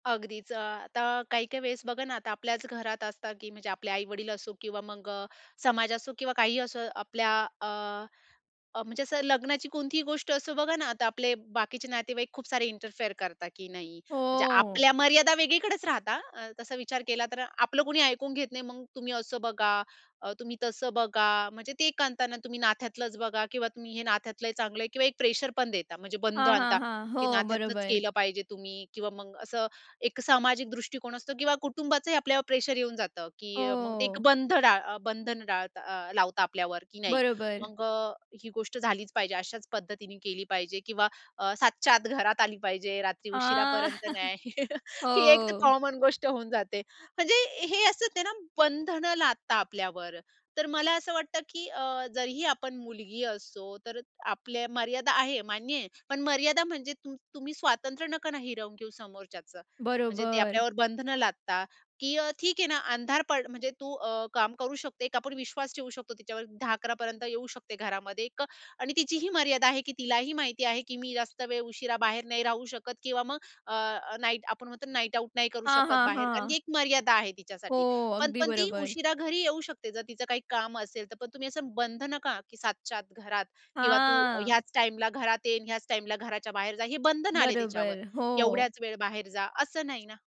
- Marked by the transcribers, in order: tapping; in English: "इंटरफेअर"; chuckle; laughing while speaking: "ही एक तर कॉमन गोष्ट होऊन जाते"; in English: "कॉमन"; in English: "नाईट आउट"; angry: "तू ह्याच टाईमला घरात ये, ह्याच टाईमला घराच्या बाहेर जा"; drawn out: "हां"
- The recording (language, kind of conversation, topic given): Marathi, podcast, मर्यादा आणि बंध तुम्हाला कसे प्रेरित करतात?